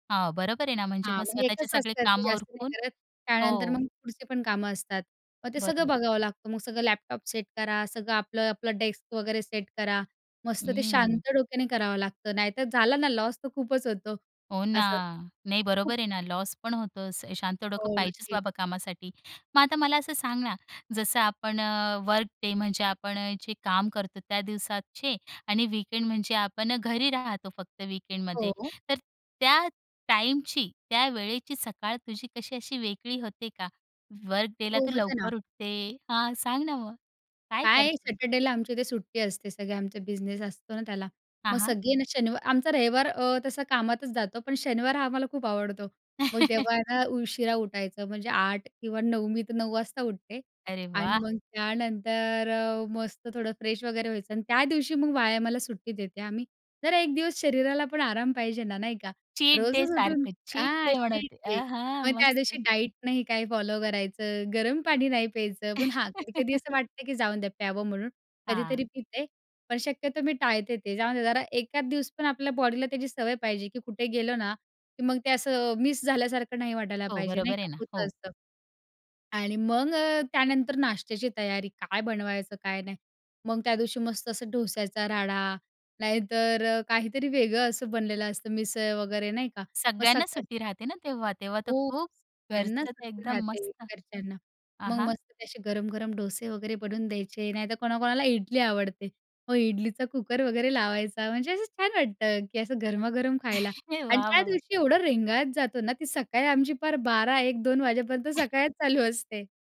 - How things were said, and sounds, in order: other background noise; other noise; in English: "वर्क डे"; laughing while speaking: "हां, सांग ना, मग काय करते?"; chuckle; in English: "फ्रेश"; laughing while speaking: "अहं"; in English: "डाईट"; chuckle; joyful: "म्हणजे असं छान वाटतं की असं गरमागरम खायला"; chuckle; tapping; laughing while speaking: "पार बारा एक दोन वाजेपर्यंत सकाळच चालू असते"; chuckle
- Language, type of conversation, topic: Marathi, podcast, सकाळी उठल्यावर तुम्ही सर्वात पहिलं काय करता?